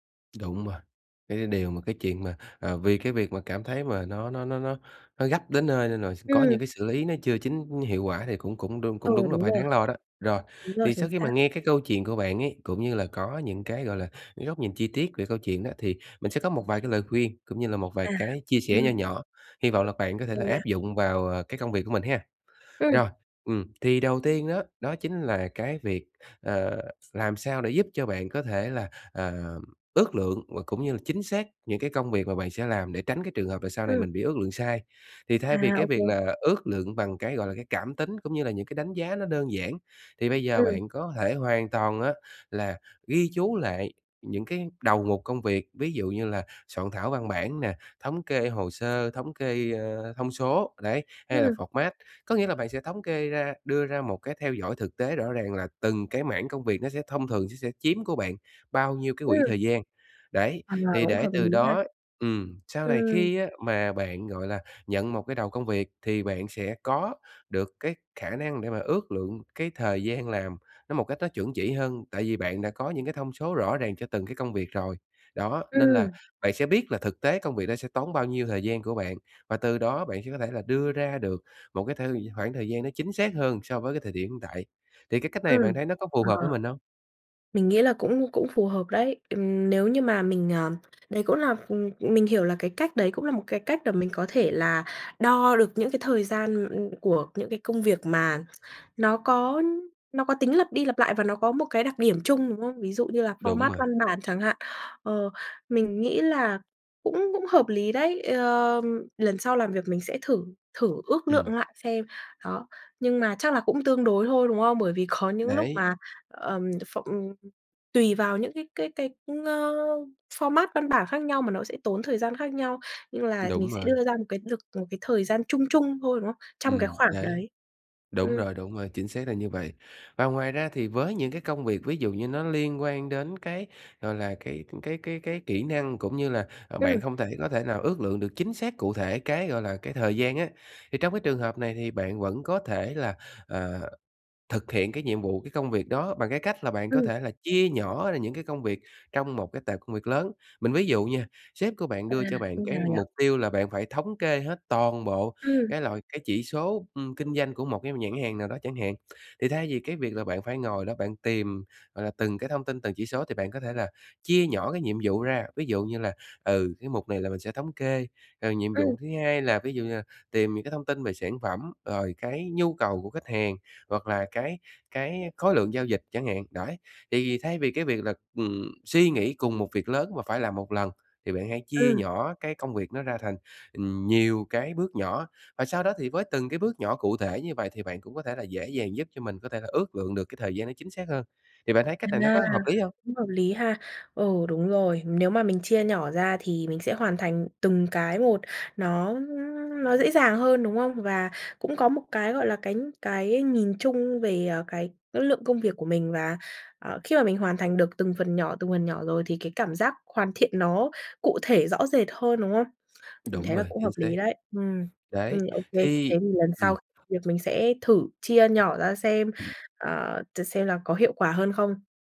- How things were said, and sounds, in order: tapping; bird; "đúng" said as "đung"; other background noise; "thể" said as "hể"; in English: "format"; in English: "pho mát"; "format" said as "pho mát"; in English: "pho mát"; "format" said as "pho mát"; unintelligible speech
- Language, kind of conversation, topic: Vietnamese, advice, Làm thế nào để tôi ước lượng thời gian chính xác hơn và tránh trễ hạn?